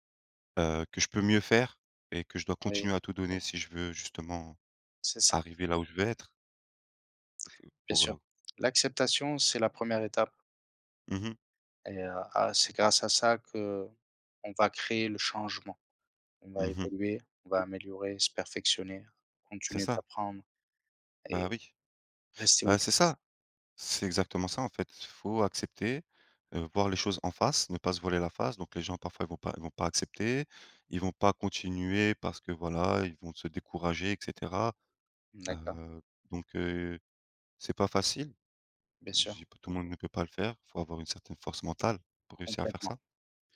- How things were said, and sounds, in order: none
- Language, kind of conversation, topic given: French, unstructured, Comment prends-tu soin de ton bien-être mental au quotidien ?